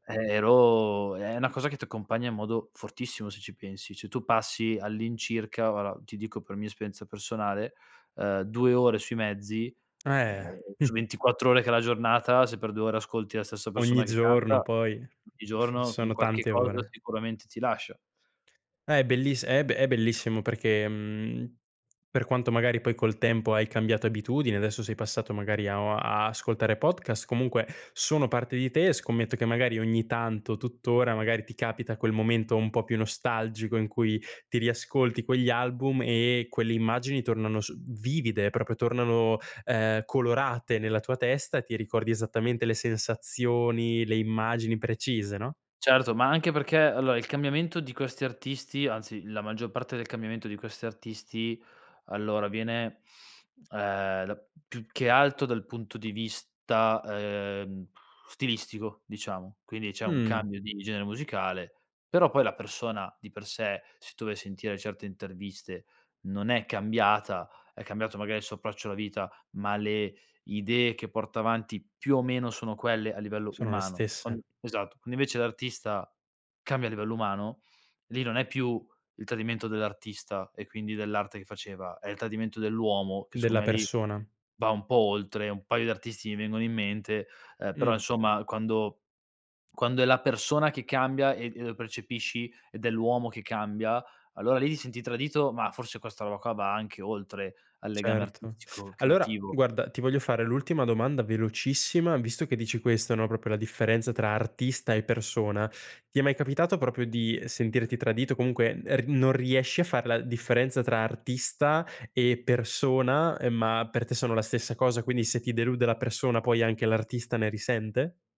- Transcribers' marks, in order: blowing; "proprio" said as "propio"
- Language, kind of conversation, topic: Italian, podcast, Quale album definisce un periodo della tua vita?